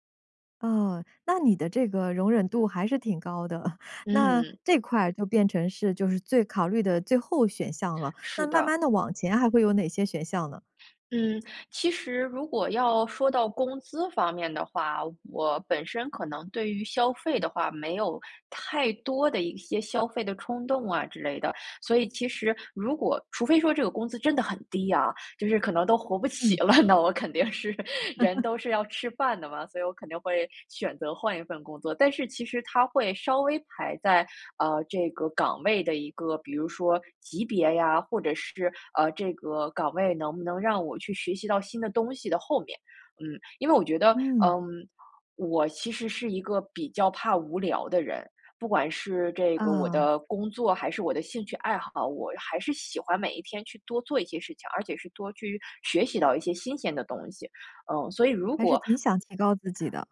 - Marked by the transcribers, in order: chuckle; laughing while speaking: "起了"; laughing while speaking: "肯定是"; laugh; other background noise; tapping
- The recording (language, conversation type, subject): Chinese, podcast, 你通常怎么决定要不要换一份工作啊？